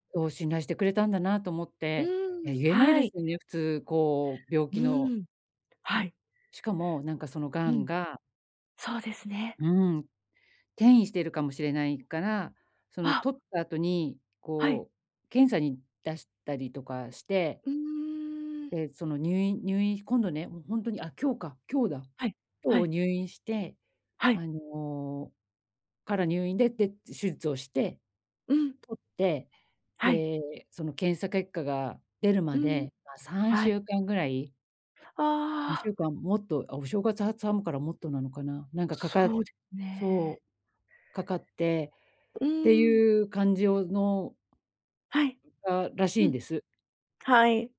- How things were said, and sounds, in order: tapping
- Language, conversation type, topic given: Japanese, advice, 予算内で喜ばれるギフトは、どう選べばよいですか？